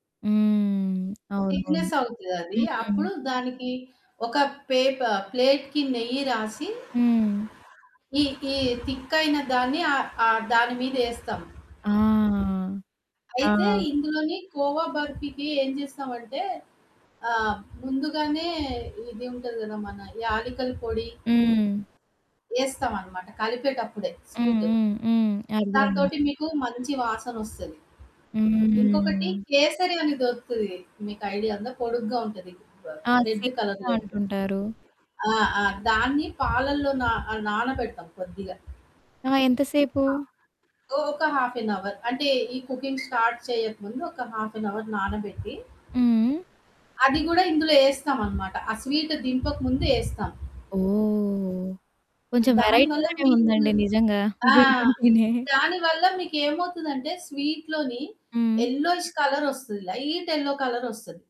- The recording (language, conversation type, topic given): Telugu, podcast, పండుగల సమయంలో మీరు కొత్త వంటకాలు ఎప్పుడైనా ప్రయత్నిస్తారా?
- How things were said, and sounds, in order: static; in English: "థిక్నెస్"; other background noise; in English: "ప్లేట్‌కి"; drawn out: "హ్మ్"; unintelligible speech; in English: "కలర్‌లో"; in English: "సో"; in English: "హాఫ్ ఎన్ అవర్"; in English: "కుకింగ్ స్టార్ట్"; in English: "హాఫ్ ఎన్ అవర్"; in English: "వెరైటీగానే"; chuckle; in English: "ఎల్లోఇష్"; in English: "లైట్ ఎల్లో"